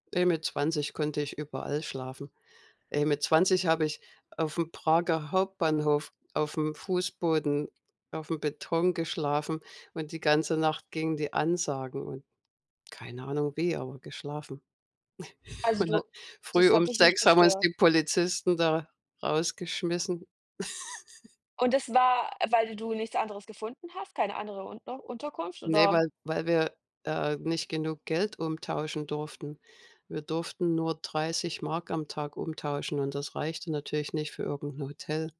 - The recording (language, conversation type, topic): German, unstructured, Wie bereitest du dich auf eine neue Reise vor?
- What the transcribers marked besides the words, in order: chuckle; giggle